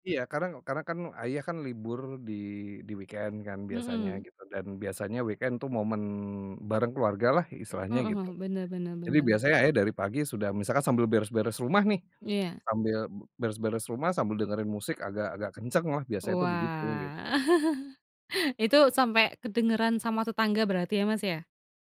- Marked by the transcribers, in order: in English: "weekend"; in English: "weekend"; tapping; laugh
- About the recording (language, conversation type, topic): Indonesian, podcast, Bisa ceritakan lagu yang sering diputar di rumahmu saat kamu kecil?